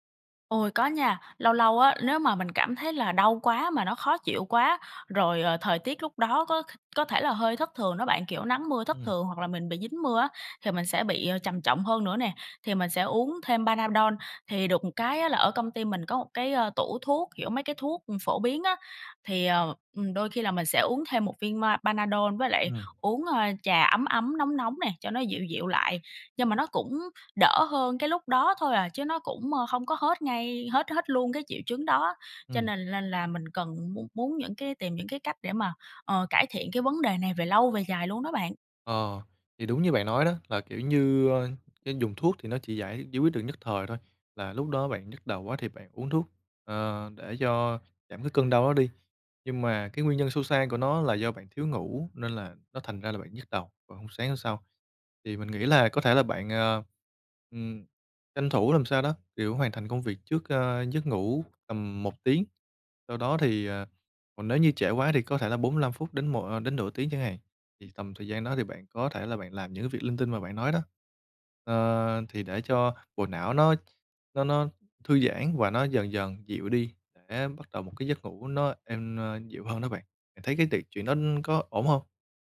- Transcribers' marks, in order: tapping
- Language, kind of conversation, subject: Vietnamese, advice, Vì sao tôi vẫn mệt mỏi kéo dài dù ngủ đủ giấc và nghỉ ngơi cuối tuần mà không đỡ hơn?